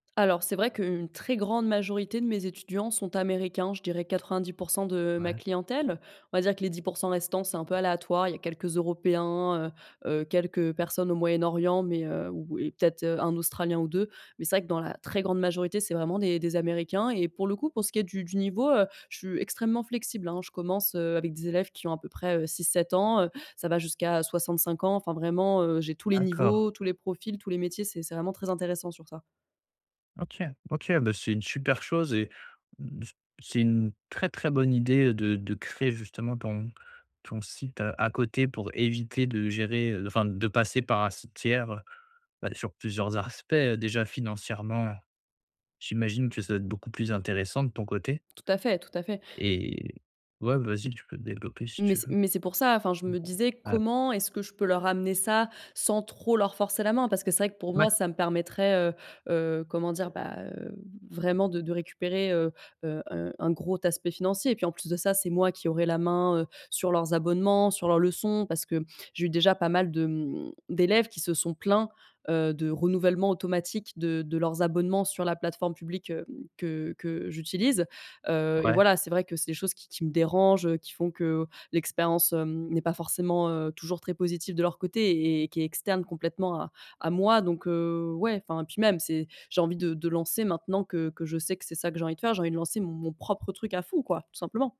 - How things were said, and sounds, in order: stressed: "très"; other background noise; "aspects" said as "arspects"; tapping
- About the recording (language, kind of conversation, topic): French, advice, Comment puis-je me faire remarquer au travail sans paraître vantard ?